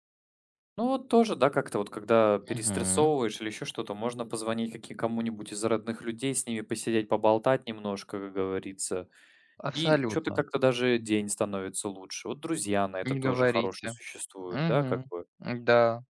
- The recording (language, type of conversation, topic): Russian, unstructured, Почему учёба иногда вызывает стресс?
- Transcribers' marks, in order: other background noise